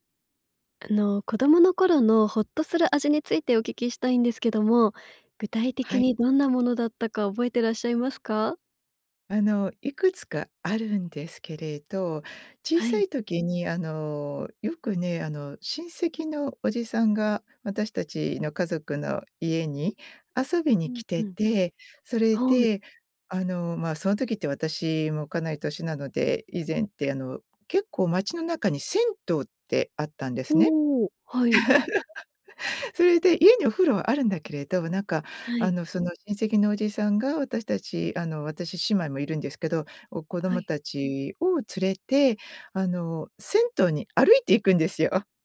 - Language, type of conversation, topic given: Japanese, podcast, 子どもの頃にほっとする味として思い出すのは何ですか？
- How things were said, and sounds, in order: laugh